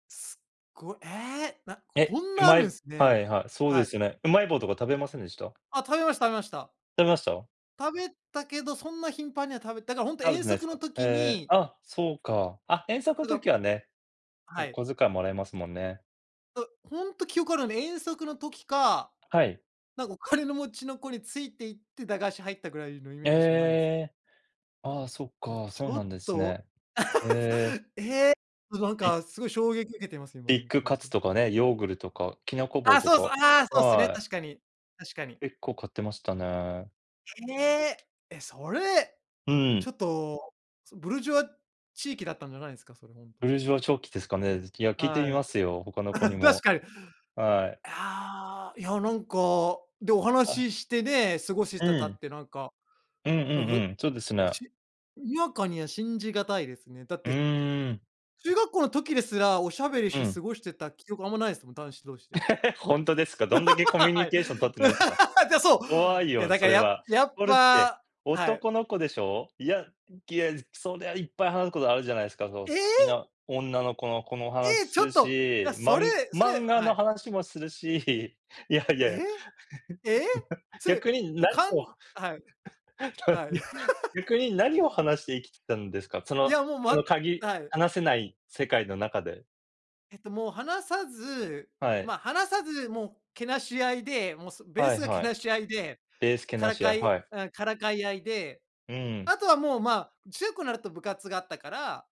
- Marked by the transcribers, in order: laugh; other background noise; "けっこう" said as "えっこう"; "地域" said as "ちょうき"; chuckle; laugh; surprised: "ええ？"; laugh; laughing while speaking: "なに"; chuckle; laugh
- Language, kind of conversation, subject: Japanese, unstructured, 子どもの頃、いちばん楽しかった思い出は何ですか？
- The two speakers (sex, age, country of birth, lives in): male, 35-39, Japan, Japan; male, 40-44, Japan, United States